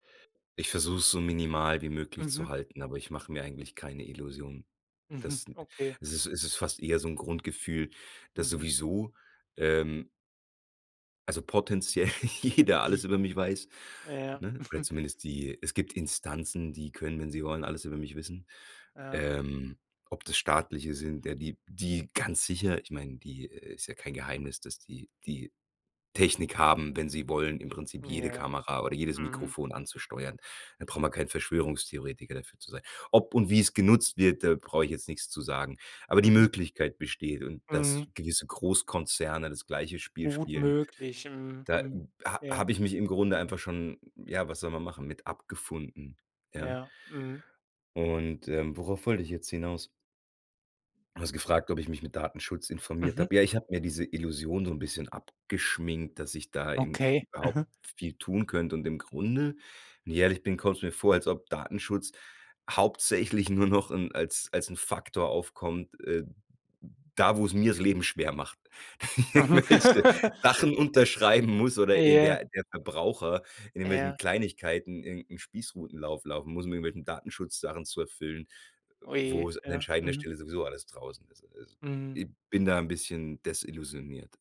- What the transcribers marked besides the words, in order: laughing while speaking: "potenziell jeder"; laugh; other noise; chuckle; other background noise; stressed: "ganz"; laughing while speaking: "noch"; laugh; unintelligible speech; laugh
- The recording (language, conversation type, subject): German, podcast, Hand aufs Herz, wie wichtig sind dir Likes und Follower?